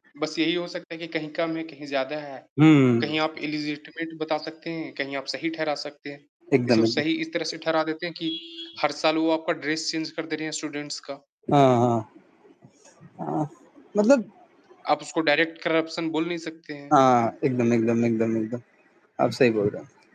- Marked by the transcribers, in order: static; in English: "इलिजिटिमेट"; horn; in English: "ड्रेस चेंज"; in English: "स्टूडेंट्स"; in English: "डायरेक्ट करप्शन"
- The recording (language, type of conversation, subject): Hindi, unstructured, क्या ऑनलाइन पढ़ाई असली पढ़ाई की जगह ले सकती है?